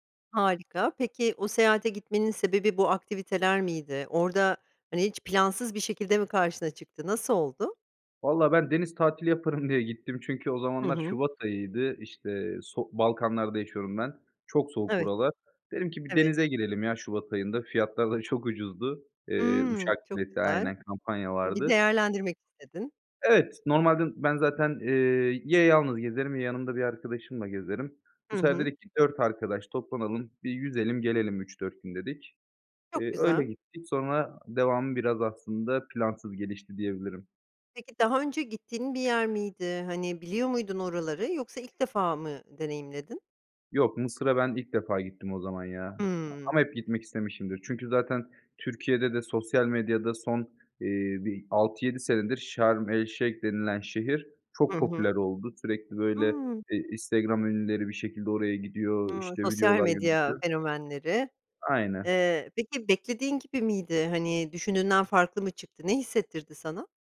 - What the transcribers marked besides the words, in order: other background noise; tapping; unintelligible speech
- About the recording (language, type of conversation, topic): Turkish, podcast, Bana unutamadığın bir deneyimini anlatır mısın?